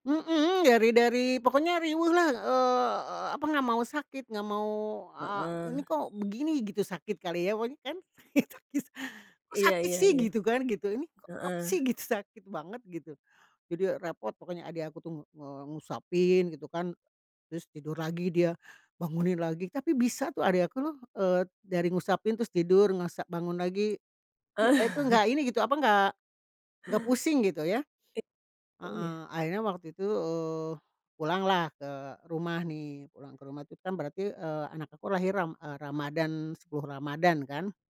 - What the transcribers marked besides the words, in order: unintelligible speech; laugh; chuckle
- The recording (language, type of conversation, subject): Indonesian, podcast, Bagaimana rasanya saat pertama kali kamu menjadi orang tua?